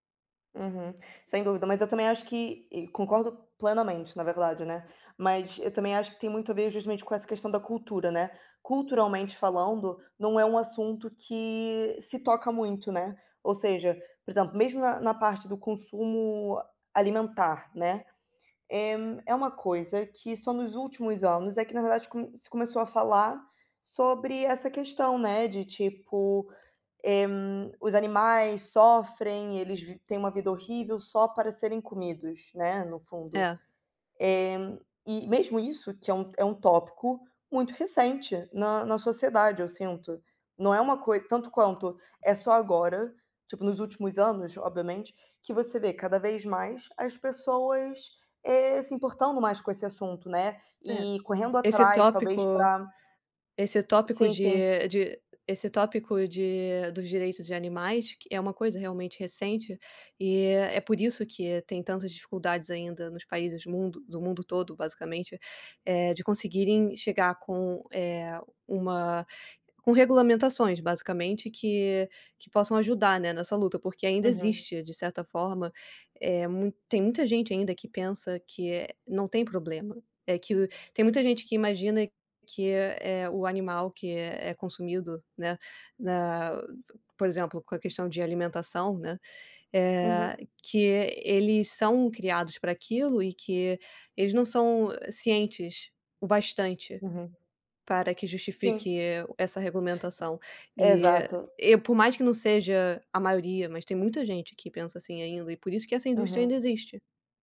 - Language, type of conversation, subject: Portuguese, unstructured, Qual é a sua opinião sobre o uso de animais em experimentos?
- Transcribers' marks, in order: tapping